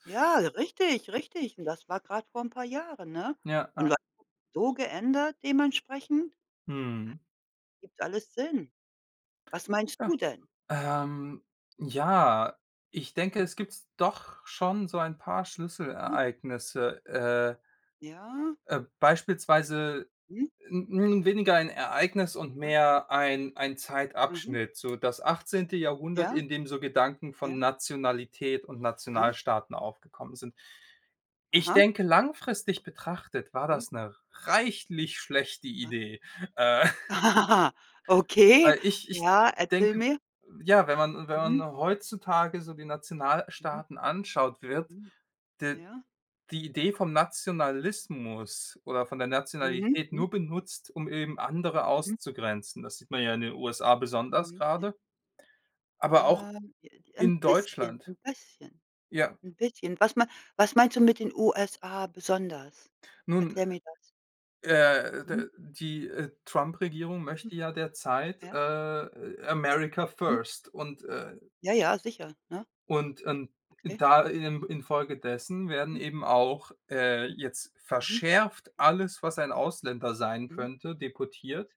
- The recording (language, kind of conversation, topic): German, unstructured, Warum denkst du, dass Geschichte für uns wichtig ist?
- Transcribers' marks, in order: laugh; snort; in English: "America First"